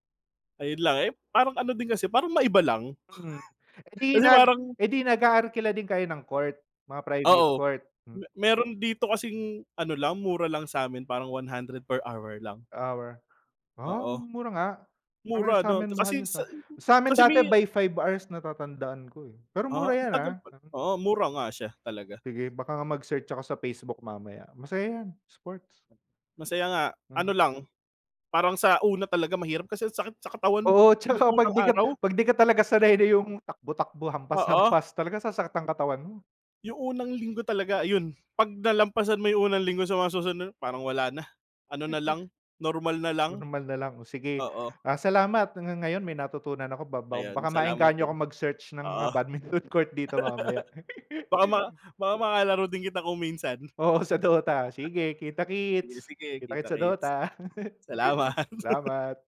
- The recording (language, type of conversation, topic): Filipino, unstructured, Ano ang mas nakakaengganyo para sa iyo: paglalaro ng palakasan o mga larong bidyo?
- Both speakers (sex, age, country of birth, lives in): male, 25-29, Philippines, Philippines; male, 30-34, Philippines, Philippines
- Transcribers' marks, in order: other background noise; scoff; chuckle; laugh; laughing while speaking: "sa Dota"; laugh; laugh